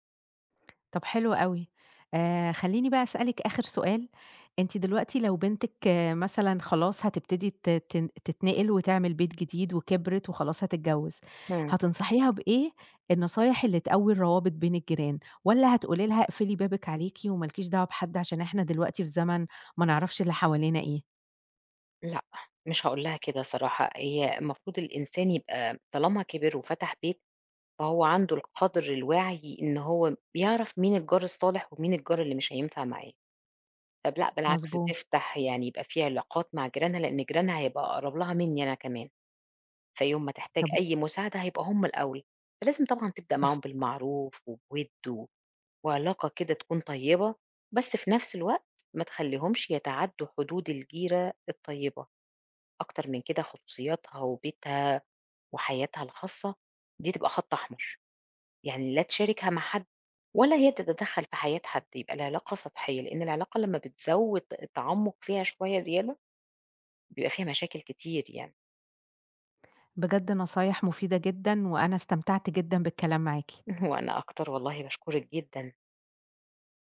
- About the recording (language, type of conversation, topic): Arabic, podcast, إيه الحاجات اللي بتقوّي الروابط بين الجيران؟
- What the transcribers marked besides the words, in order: tapping; chuckle